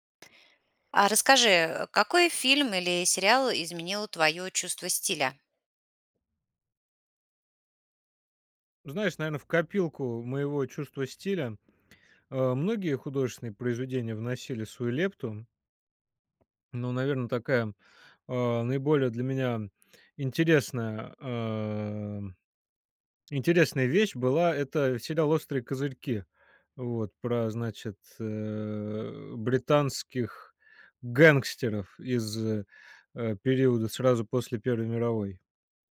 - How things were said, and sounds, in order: other background noise
- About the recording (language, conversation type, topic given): Russian, podcast, Какой фильм или сериал изменил твоё чувство стиля?